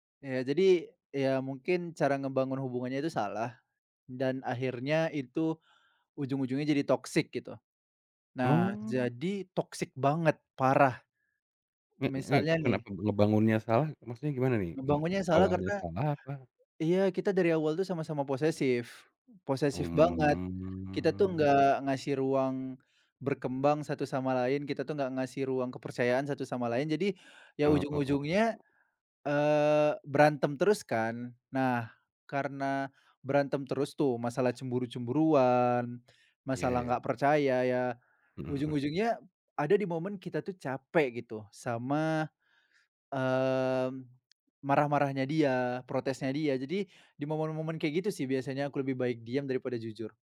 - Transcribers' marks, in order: in English: "toxic"; in English: "toxic"; drawn out: "Mmm"; other background noise
- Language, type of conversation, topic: Indonesian, podcast, Menurutmu, kapan lebih baik diam daripada berkata jujur?